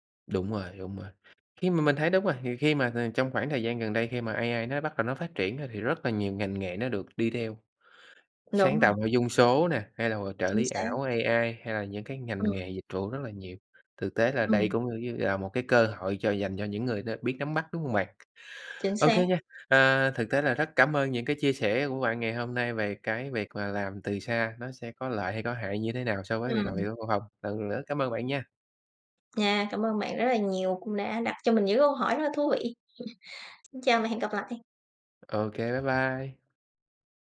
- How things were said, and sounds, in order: tapping; laugh
- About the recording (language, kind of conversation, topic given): Vietnamese, podcast, Bạn nghĩ gì về làm việc từ xa so với làm việc tại văn phòng?